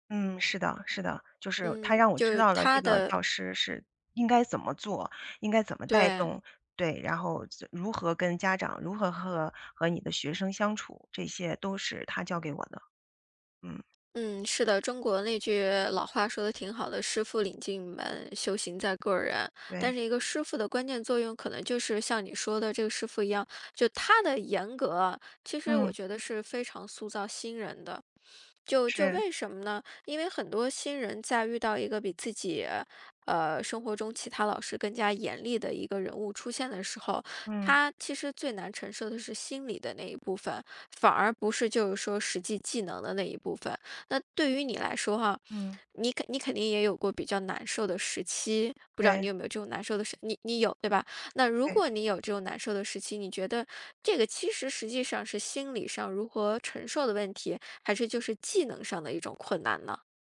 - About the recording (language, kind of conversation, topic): Chinese, podcast, 你第一份工作对你产生了哪些影响？
- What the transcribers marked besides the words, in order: none